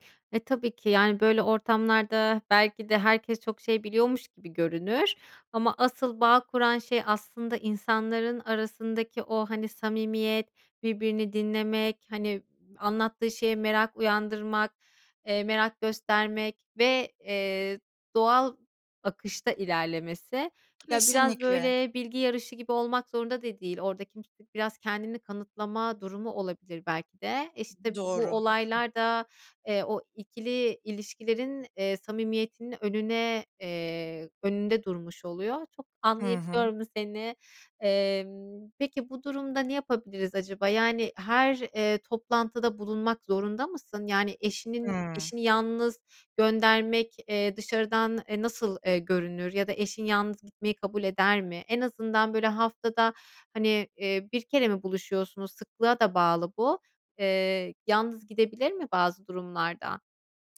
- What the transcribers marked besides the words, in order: tapping; other background noise
- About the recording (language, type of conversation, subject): Turkish, advice, Kutlamalarda sosyal beklenti baskısı yüzünden doğal olamıyorsam ne yapmalıyım?